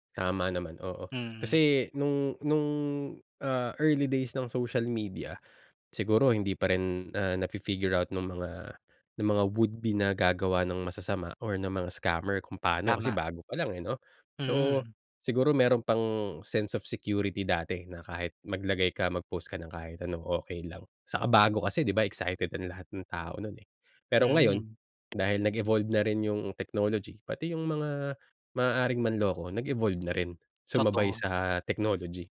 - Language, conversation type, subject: Filipino, podcast, Paano mo pinoprotektahan ang iyong pagkapribado sa mga platapormang panlipunan?
- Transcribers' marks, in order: other background noise; tapping